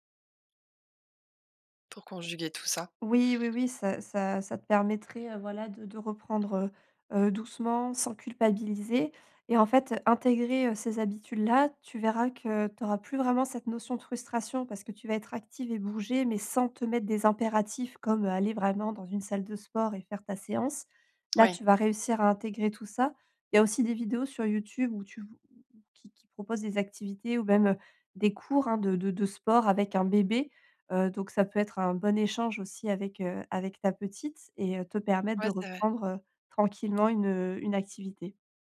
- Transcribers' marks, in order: other background noise; tapping
- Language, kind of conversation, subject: French, advice, Comment surmonter la frustration quand je progresse très lentement dans un nouveau passe-temps ?